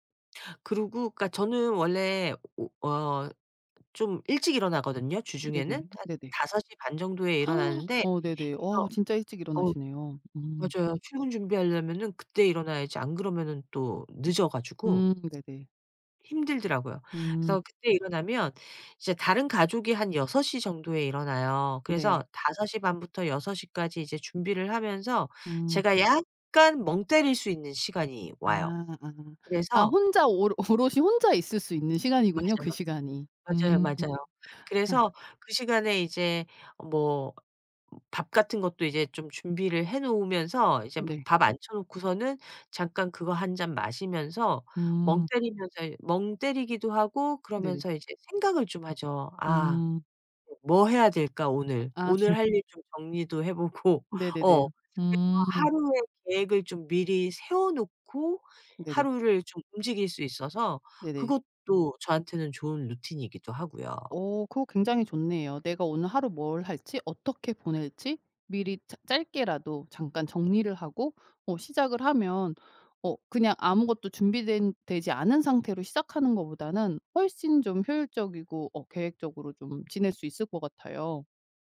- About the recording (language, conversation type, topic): Korean, podcast, 아침에 일어나서 가장 먼저 하는 일은 무엇인가요?
- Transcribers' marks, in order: gasp; tapping; laughing while speaking: "오롯이"; other background noise; laugh; laughing while speaking: "해 보고"; unintelligible speech